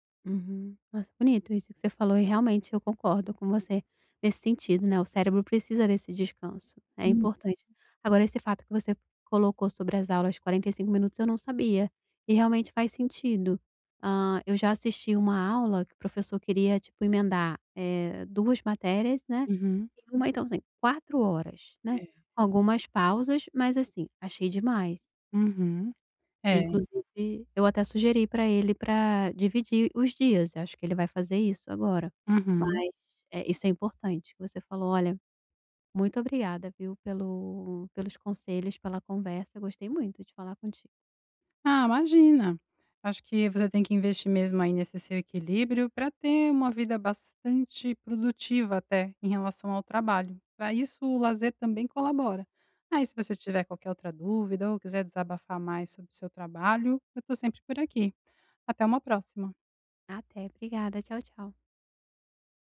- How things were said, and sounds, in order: none
- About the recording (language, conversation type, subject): Portuguese, advice, Como posso equilibrar meu tempo entre responsabilidades e lazer?